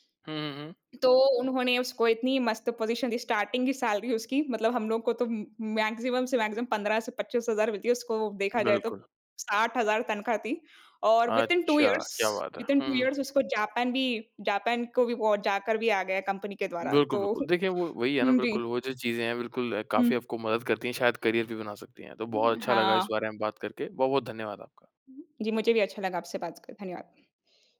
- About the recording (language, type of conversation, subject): Hindi, podcast, नई भाषा सीखने के व्यावहारिक छोटे रास्ते क्या हैं?
- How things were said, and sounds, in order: in English: "पोज़ीशन"; in English: "स्टार्टिंग"; in English: "सैलरी"; in English: "मैक्सिमम"; in English: "मैक्सिमम"; in English: "विदिन टू इयर्स विदिन टू इयर्स"; chuckle; in English: "करियर"